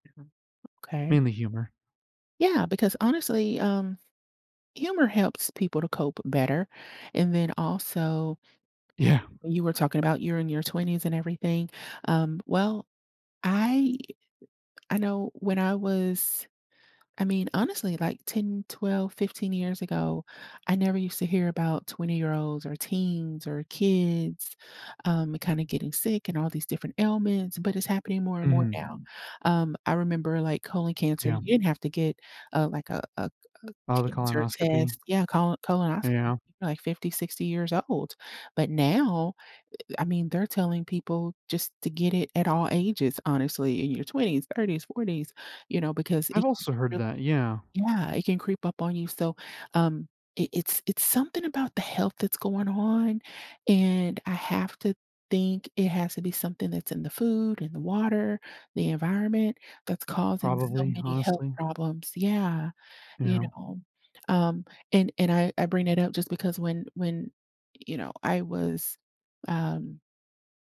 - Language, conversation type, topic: English, unstructured, How should I approach conversations about my aging and health changes?
- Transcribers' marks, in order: tapping; laughing while speaking: "Yeah"; other background noise; unintelligible speech